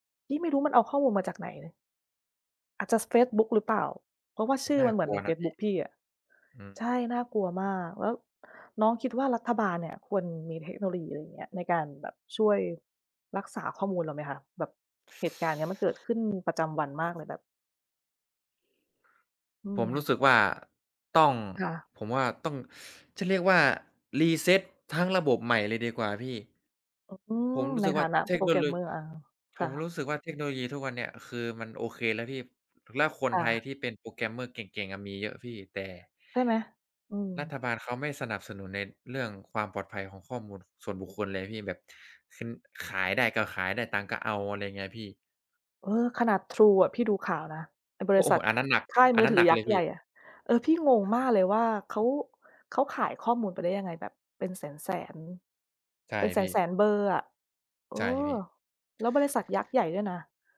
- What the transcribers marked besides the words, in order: other noise; tapping
- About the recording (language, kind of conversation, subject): Thai, unstructured, คุณคิดว่าข้อมูลส่วนตัวของเราปลอดภัยในโลกออนไลน์ไหม?